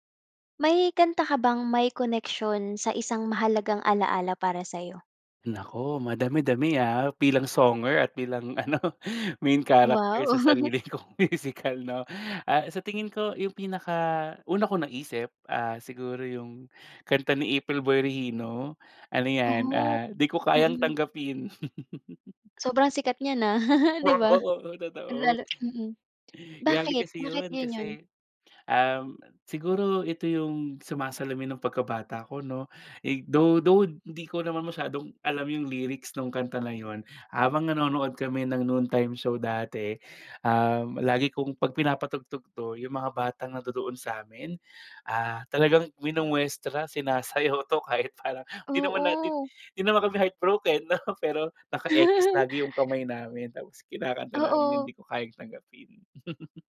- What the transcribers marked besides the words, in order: tapping; other background noise; laughing while speaking: "ano, main character sa sarili kong musical, 'no?"; chuckle; laugh
- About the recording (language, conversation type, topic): Filipino, podcast, May kanta ka bang may koneksyon sa isang mahalagang alaala?